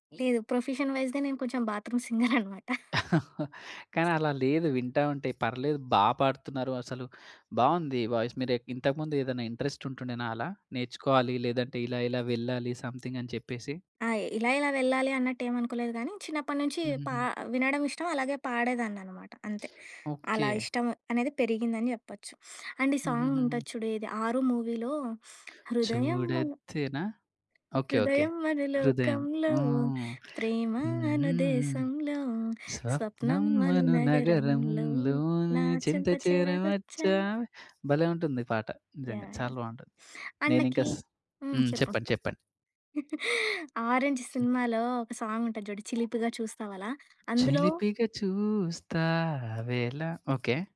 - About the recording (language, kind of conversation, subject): Telugu, podcast, సంగీతం వల్ల మీ బాధ తగ్గిన అనుభవం మీకు ఉందా?
- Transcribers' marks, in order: in English: "ప్రొఫెషన్ వైస్‌గా"; in English: "బాత్రూమ్ సింగర్"; laughing while speaking: "సింగర్ అన్నమాట"; chuckle; tapping; in English: "వాయిస్"; in English: "ఇంట్రెస్ట్"; in English: "సమ్ థింగ్"; singing: "చుడాద్దె"; sniff; in English: "అండ్"; in English: "సాంగ్"; in English: "మూవీలో"; singing: "హుహుహు. స్వప్నమను నగరంలోని చింతచేరమచ్చా"; singing: "హృదయం అను హృదయం మన లోకంలో … నా చెంతచేరా వచ్చా"; in English: "అండ్"; chuckle; in English: "సాంగ్"; other background noise; singing: "చిలిపిగా చూస్తావెళ"